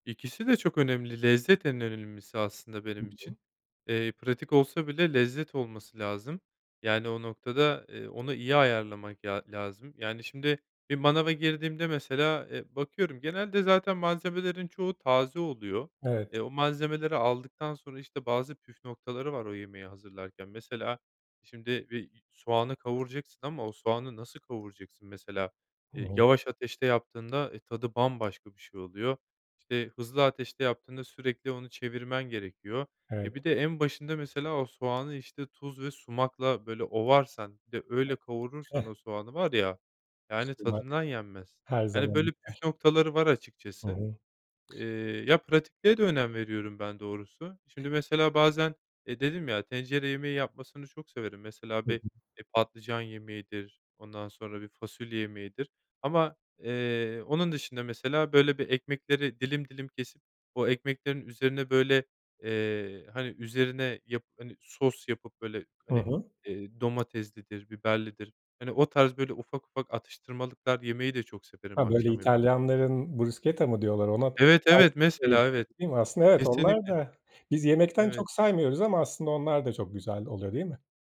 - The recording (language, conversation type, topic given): Turkish, podcast, Yemek yaparken en çok nelere önem verirsin?
- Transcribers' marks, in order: other background noise; tapping; chuckle; in Italian: "burschetta"